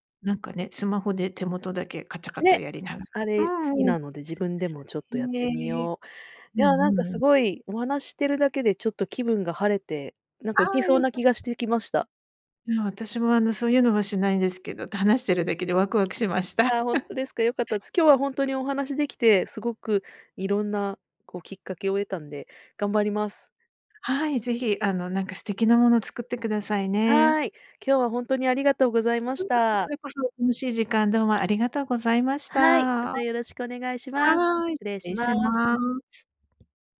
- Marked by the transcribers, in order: laugh; unintelligible speech
- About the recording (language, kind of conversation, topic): Japanese, advice, 創作を習慣にしたいのに毎日続かないのはどうすれば解決できますか？